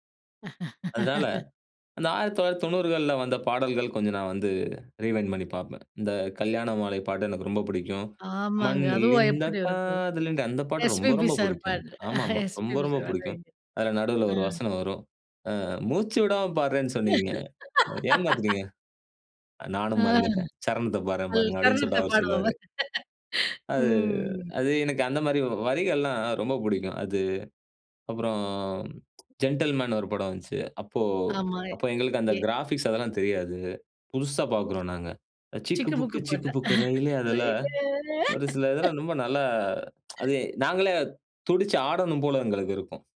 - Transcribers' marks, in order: laugh; in English: "ரீவைண்ட்"; singing: "மண்ணில் இந்த காதல் இன்றி"; chuckle; unintelligible speech; laugh; chuckle; tapping; in English: "கிராஃபிக்ஸ்"; singing: "சிக்கு புக்கு சிக்கு புக்கு ரெயிலே"; laughing while speaking: "ரெயிலே"; tsk
- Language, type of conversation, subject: Tamil, podcast, பாடலுக்கு சொற்களா அல்லது மெலோடியா அதிக முக்கியம்?